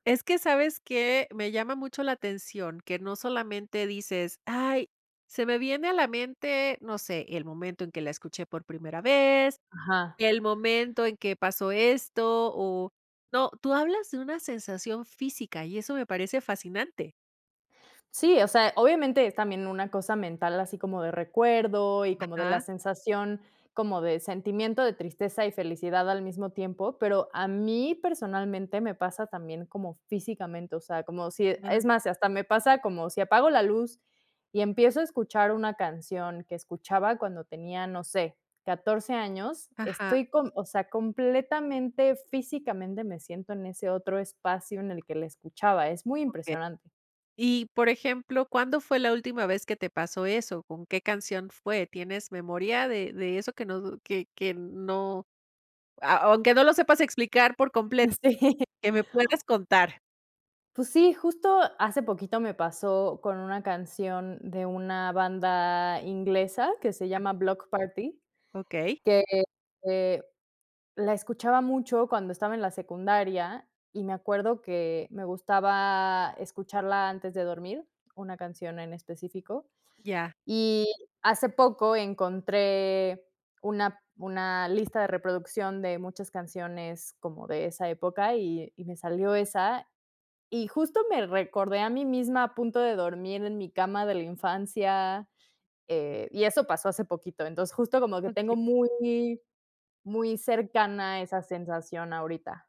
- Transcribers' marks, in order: other background noise; laughing while speaking: "Sí"; unintelligible speech; other noise
- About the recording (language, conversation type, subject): Spanish, podcast, ¿Cómo influye la nostalgia en ti al volver a ver algo antiguo?